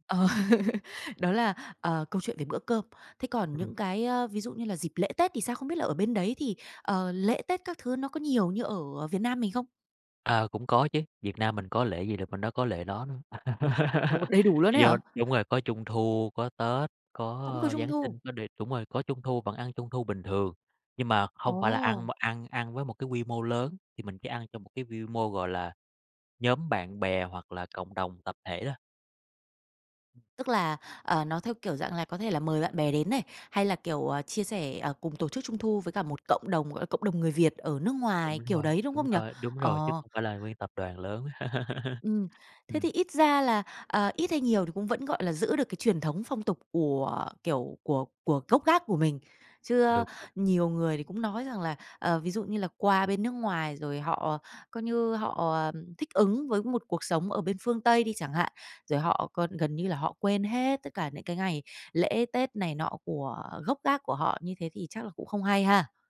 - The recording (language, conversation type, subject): Vietnamese, podcast, Bạn đã lớn lên giữa hai nền văn hóa như thế nào?
- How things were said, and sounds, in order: laughing while speaking: "Ờ"; other background noise; laugh; tapping; laugh